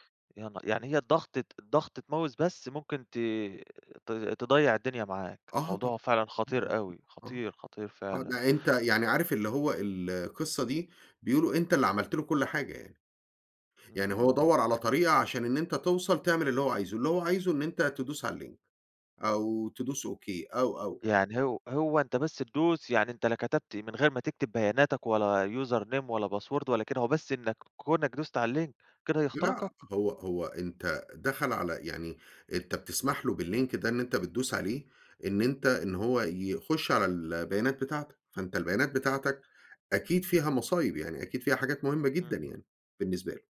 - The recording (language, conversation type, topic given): Arabic, podcast, إزاي بتحافظ على خصوصيتك على الإنترنت بصراحة؟
- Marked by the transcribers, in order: in English: "mouse"; unintelligible speech; in English: "الlink"; in English: "OK"; in English: "username"; in English: "password"; in English: "الlink"; in English: "بالlink"